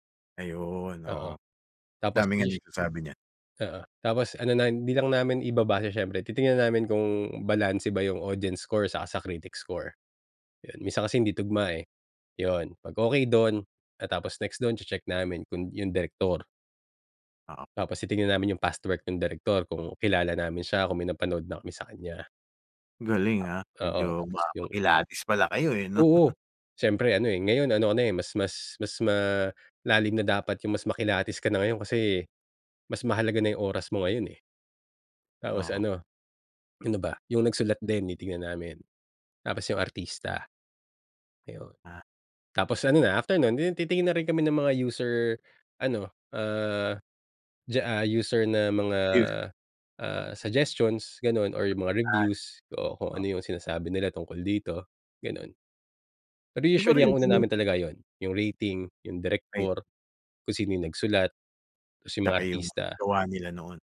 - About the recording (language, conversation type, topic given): Filipino, podcast, Paano ka pumipili ng mga palabas na papanoorin sa mga platapormang pang-estriming ngayon?
- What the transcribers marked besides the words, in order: in English: "audience score"; in English: "critic score"; other background noise; laugh; in English: "suggestions"